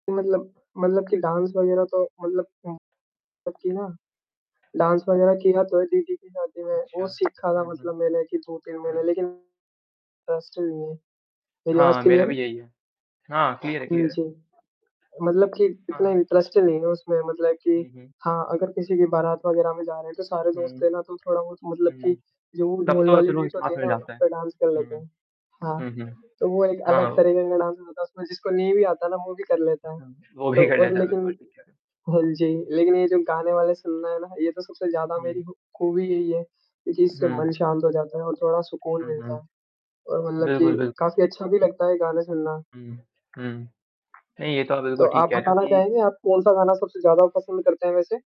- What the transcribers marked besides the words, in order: static; in English: "डांस"; in English: "डांस"; other background noise; in English: "हॉस्टल"; in English: "क्लियर"; in English: "क्लियर"; in English: "क्लियर"; in English: "इंटरेस्ट"; in English: "डांस"; in English: "डांस"; laughing while speaking: "वो भी कर लेता है"
- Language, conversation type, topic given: Hindi, unstructured, संगीत सुनने और नृत्य करने में से आपको किससे अधिक खुशी मिलती है?